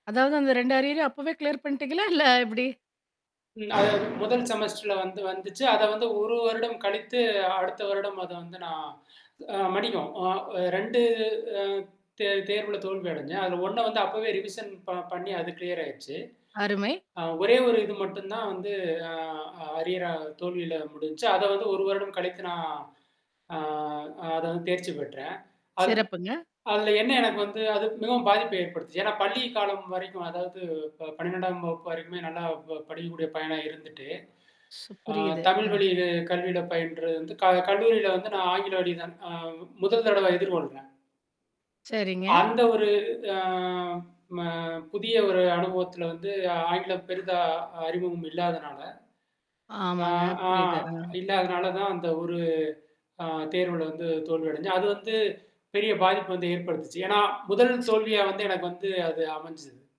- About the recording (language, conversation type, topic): Tamil, podcast, தோல்வி ஏற்பட்டாலும் கற்றலைத் தொடர உங்களுக்கு என்ன உதவுகிறது?
- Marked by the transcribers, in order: in English: "அரியரையும்"; other background noise; in English: "செமஸ்டர்ல"; static; in English: "ரிவிஷன்"; in English: "கிளியர்"; in English: "அரியர்"; other noise; mechanical hum